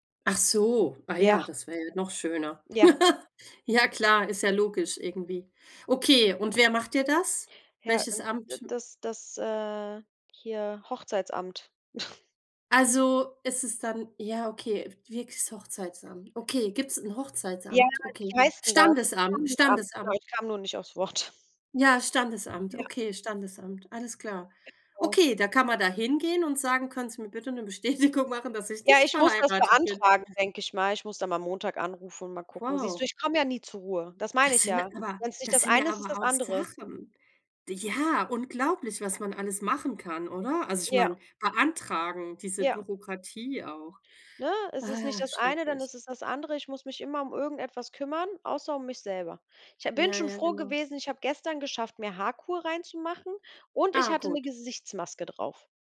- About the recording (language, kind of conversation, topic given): German, unstructured, Wie findest du die Balance zwischen Arbeit und Freizeit?
- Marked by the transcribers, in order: laugh; other background noise; chuckle; laughing while speaking: "Wort"; laughing while speaking: "Bestätigung"; chuckle; stressed: "und"